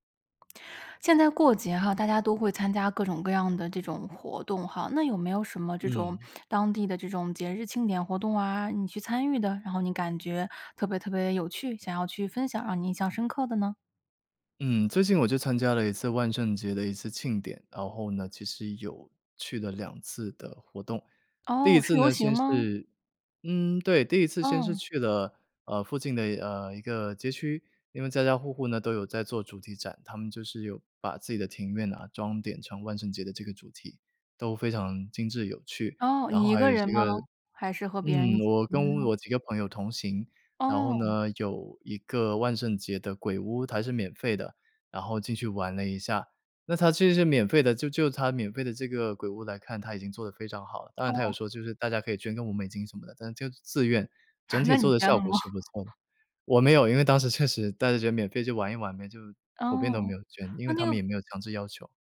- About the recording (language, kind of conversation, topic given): Chinese, podcast, 有没有哪次当地节庆让你特别印象深刻？
- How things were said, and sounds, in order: tapping; chuckle; laughing while speaking: "那你捐了吗？"